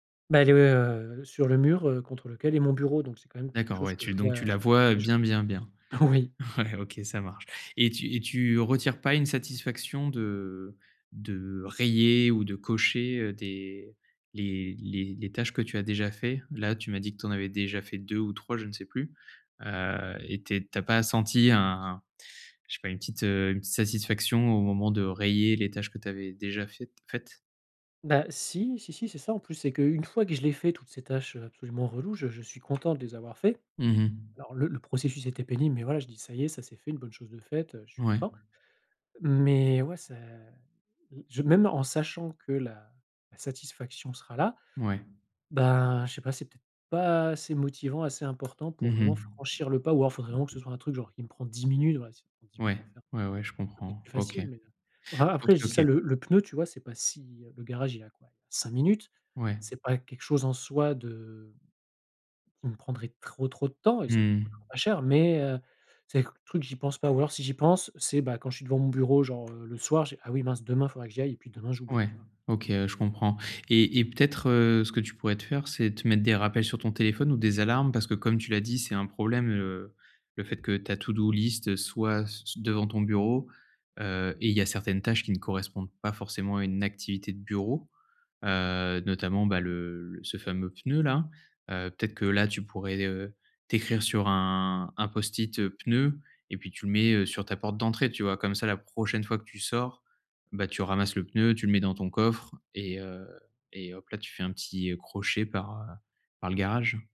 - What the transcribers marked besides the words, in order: laughing while speaking: "Oui"; laughing while speaking: "Ouais"; tapping; in English: "to-do list"
- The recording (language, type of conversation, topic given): French, advice, Comment surmonter l’envie de tout remettre au lendemain ?